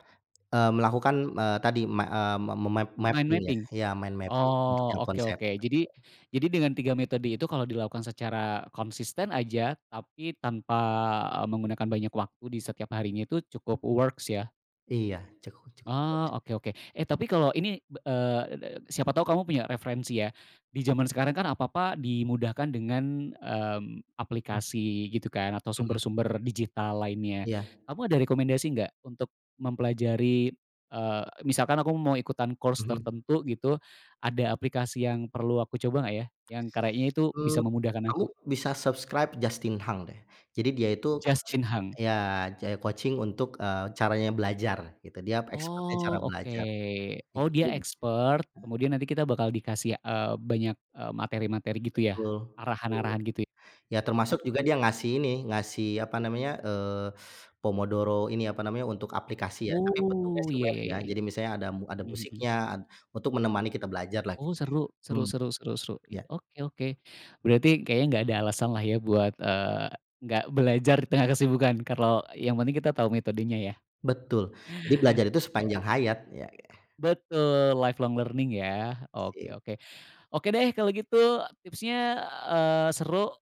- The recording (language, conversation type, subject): Indonesian, podcast, Bagaimana cara belajar yang efektif bagi orang yang sibuk?
- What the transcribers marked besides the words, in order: tapping; in English: "mapping"; in English: "mind mapping"; in English: "mind mapping"; in English: "works"; in English: "course"; "kayanya" said as "karyai"; tongue click; in English: "subscribe"; in English: "coach"; in English: "coaching"; other background noise; unintelligible speech; in English: "life long learning"